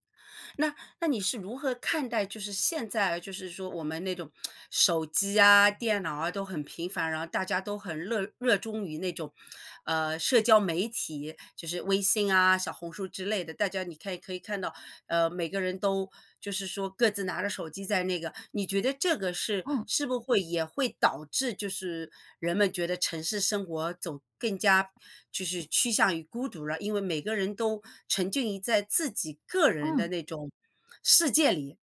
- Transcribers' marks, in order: tsk
- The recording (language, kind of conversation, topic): Chinese, podcast, 你认为城市生活会让人更容易感到孤独吗?